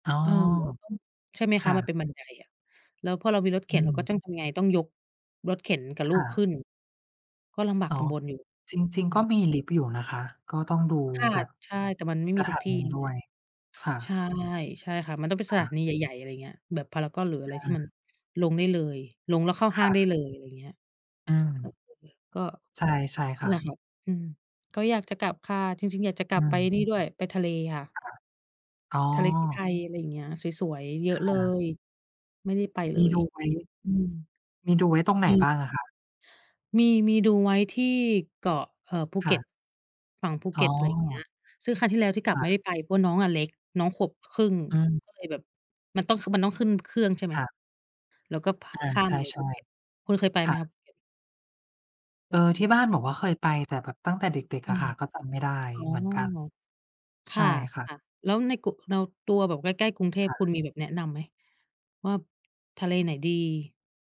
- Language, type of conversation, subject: Thai, unstructured, คุณอยากทำอะไรให้สำเร็จในปีหน้า?
- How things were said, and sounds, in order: other background noise; unintelligible speech; tapping